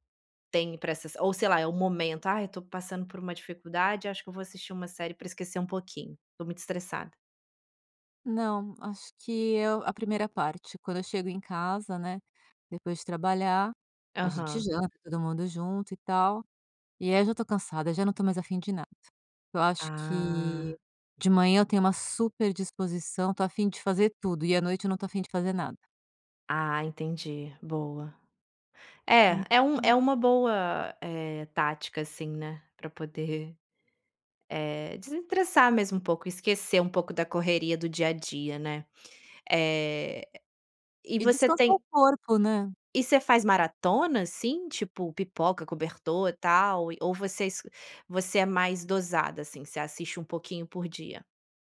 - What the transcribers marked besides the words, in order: unintelligible speech; "desestressar" said as "desintressar"
- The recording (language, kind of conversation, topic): Portuguese, podcast, Me conta, qual série é seu refúgio quando tudo aperta?